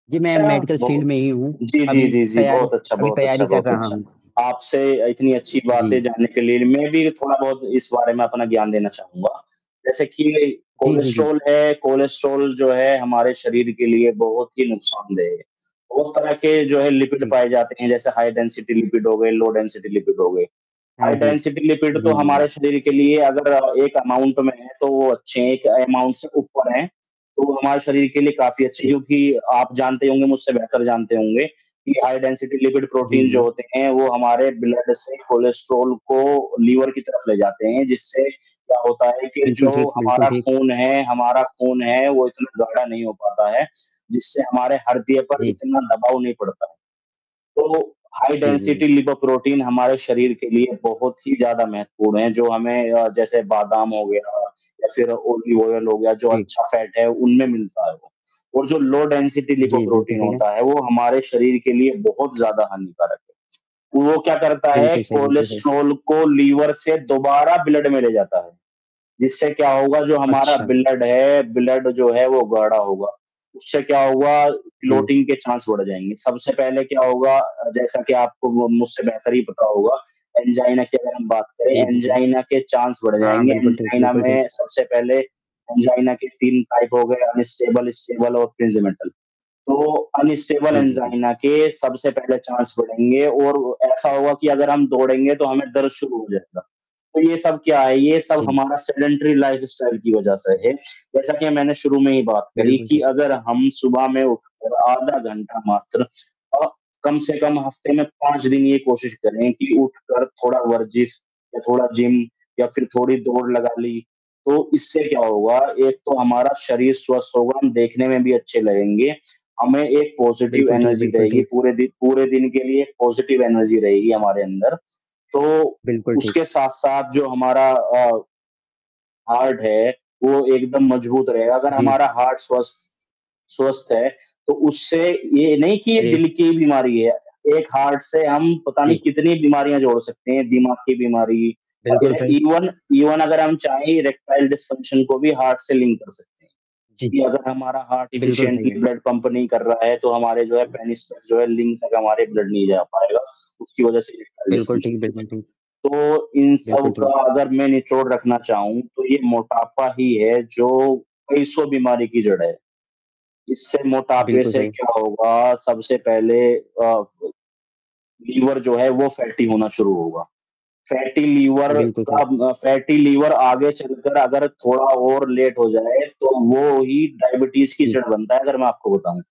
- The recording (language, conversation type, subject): Hindi, unstructured, अधिक वजन होने से दिल की बीमारी होने का खतरा क्यों बढ़ जाता है?
- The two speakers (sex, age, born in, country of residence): male, 20-24, India, India; male, 25-29, India, India
- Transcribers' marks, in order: static; distorted speech; in English: "मेडिकल फील्ड"; other background noise; in English: "लिपिड"; in English: "हाई डेंसिटी लिपिड"; in English: "लो डेंसिटी लिपिड"; in English: "हाई डेंसिटी लिपिड"; in English: "अमाउंट"; in English: "अमाउंट"; in English: "हाई डेंसिटी लिपिड प्रोटीन"; in English: "ब्लड"; in English: "हाई डेंसिटी लिपोप्रोटीन"; in English: "ऑलिव ऑइल"; tapping; in English: "लो डेंसिटी लिपोप्रोटीन"; in English: "ब्लड"; in English: "ब्लड"; in English: "ब्लड"; in English: "क्लॉटिंग"; in English: "चांस"; in English: "चांस"; in English: "टाइप"; in English: "अनस्टेबल, स्टेबल"; in English: "प्रिंज़मेटल"; in English: "अनस्टेबल एंजाइना"; in English: "चांस"; in English: "सेडेंटरी लाइफ़स्टाइल"; in English: "पॉज़िटिव एनर्जी"; in English: "पॉज़िटिव एनर्जी"; in English: "हार्ट"; in English: "हार्ट"; in English: "हार्ट"; in English: "इवन इवन"; in English: "इरेक्टाइल डिस्फंक्शन"; in English: "हार्ट"; in English: "लिंक"; in English: "हार्ट इफिशिएंटली ब्लड पंप"; in English: "पेनिस"; in English: "ब्लड"; in English: "इरेक्टाइल डिस्फंक्शन"; in English: "फैटी"; in English: "फैटी"; in English: "फैटी"; in English: "लेट"; in English: "डायबिटीज़"